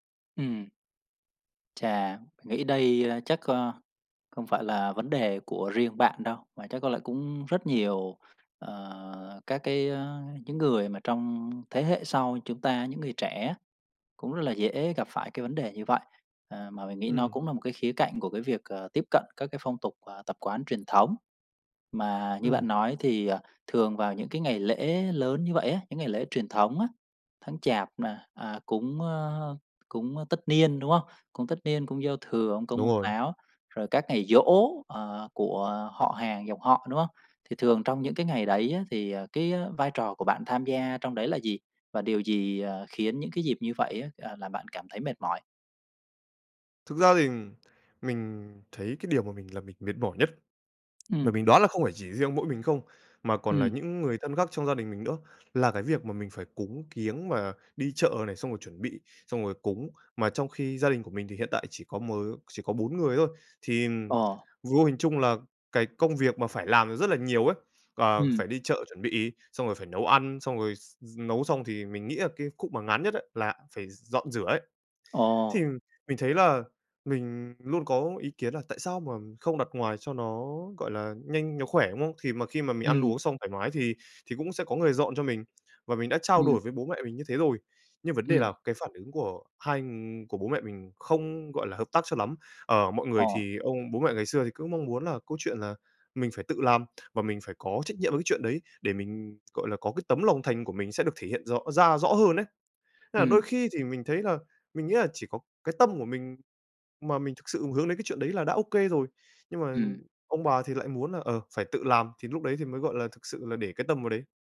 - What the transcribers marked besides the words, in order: tapping; other background noise
- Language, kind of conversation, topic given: Vietnamese, advice, Bạn nên làm gì khi không đồng ý với gia đình về cách tổ chức Tết và các phong tục truyền thống?